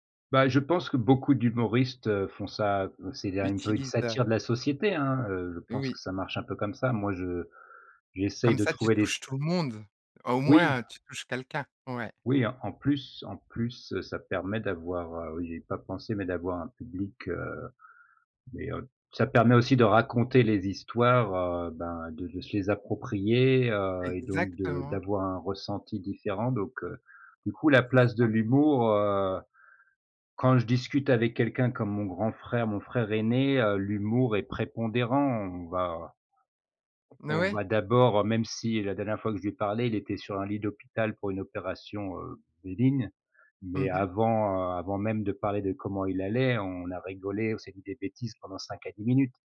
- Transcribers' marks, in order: tapping
- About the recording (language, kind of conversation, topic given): French, podcast, Quelle place l’humour occupe-t-il dans tes échanges ?